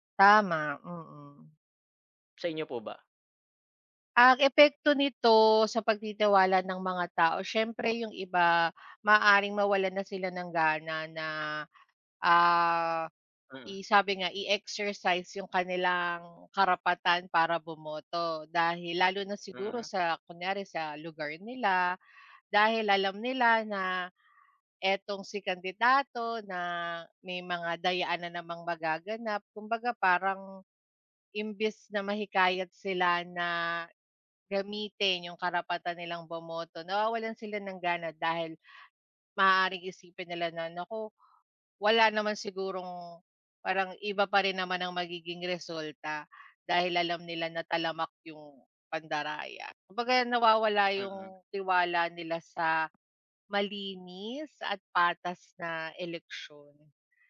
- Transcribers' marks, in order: other background noise
- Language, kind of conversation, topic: Filipino, unstructured, Ano ang nararamdaman mo kapag may mga isyu ng pandaraya sa eleksiyon?